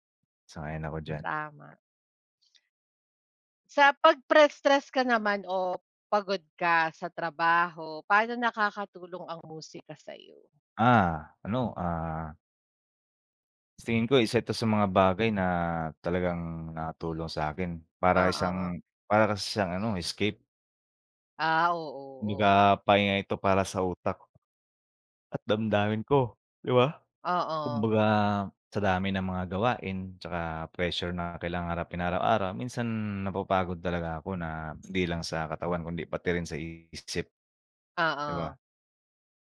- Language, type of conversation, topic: Filipino, unstructured, Paano nakaaapekto ang musika sa iyong araw-araw na buhay?
- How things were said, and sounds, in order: other background noise; fan; bird; yawn